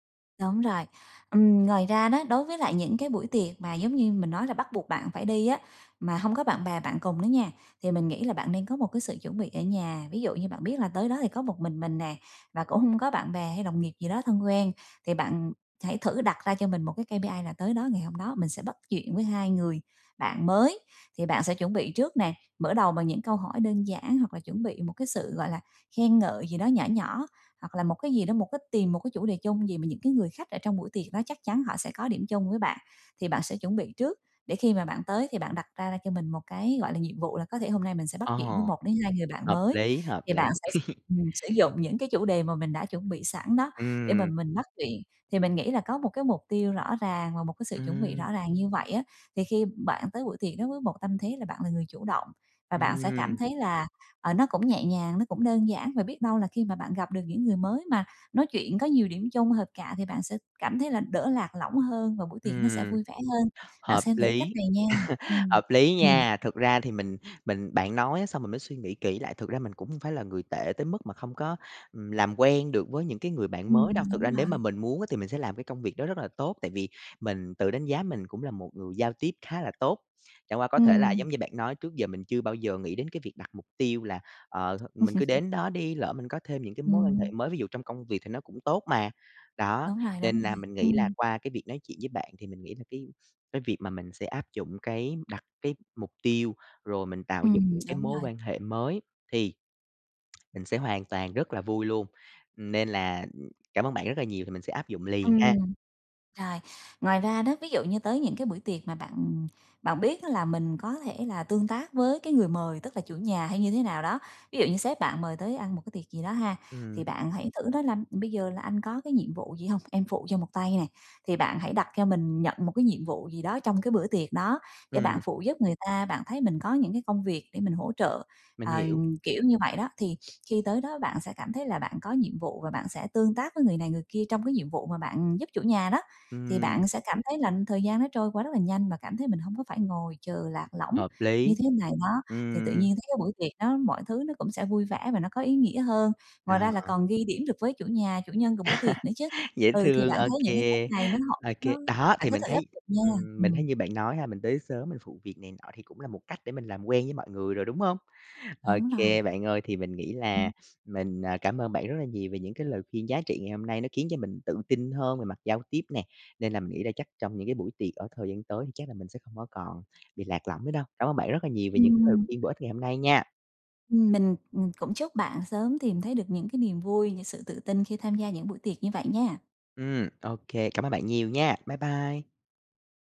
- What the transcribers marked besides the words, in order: tapping; in English: "KPI"; laugh; other background noise; laugh; laugh; tsk; sniff; laugh
- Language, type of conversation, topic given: Vietnamese, advice, Tại sao tôi cảm thấy lạc lõng ở những bữa tiệc này?